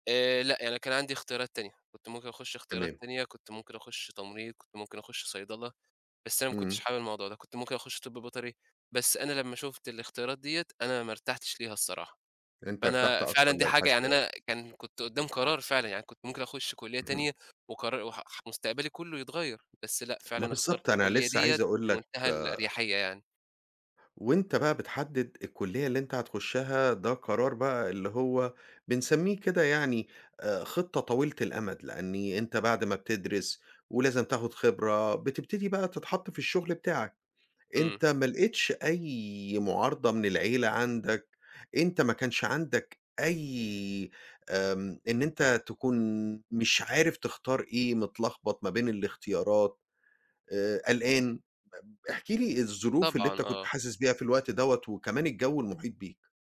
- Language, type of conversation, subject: Arabic, podcast, إزاي بتوازن بين قراراتك النهارده وخططك للمستقبل؟
- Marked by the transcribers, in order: none